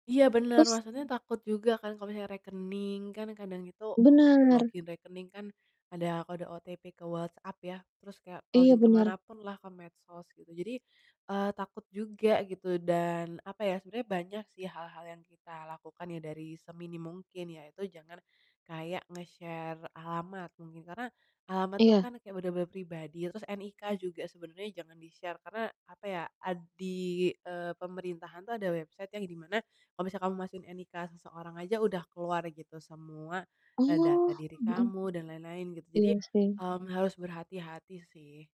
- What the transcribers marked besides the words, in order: distorted speech; in English: "nge-share"; in English: "di-share"; in English: "website"
- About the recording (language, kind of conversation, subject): Indonesian, podcast, Apa yang biasanya kamu lakukan untuk menjaga privasi saat beraktivitas di internet?